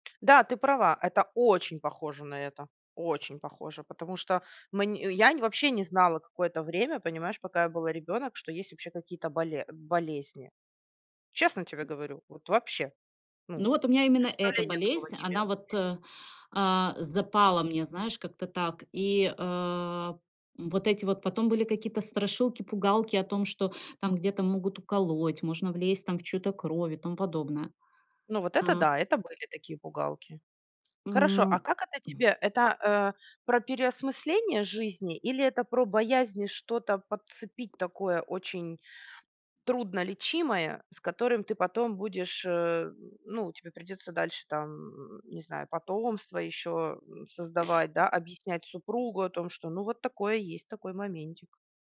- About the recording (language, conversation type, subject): Russian, podcast, Какие события заставили тебя переосмыслить свою жизнь?
- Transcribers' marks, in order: tapping; other background noise